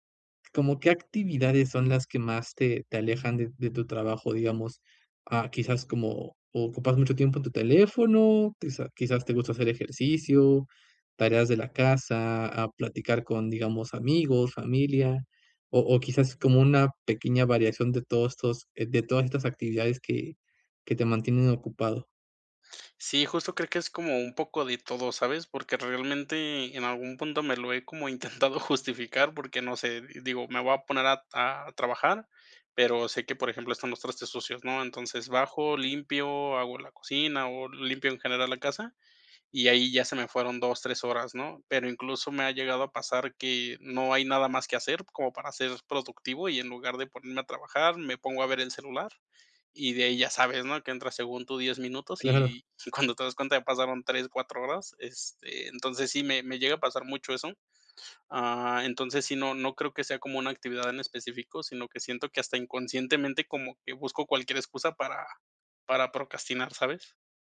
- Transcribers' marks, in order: chuckle
- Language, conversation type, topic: Spanish, advice, ¿Cómo puedo dejar de procrastinar y crear hábitos de trabajo diarios?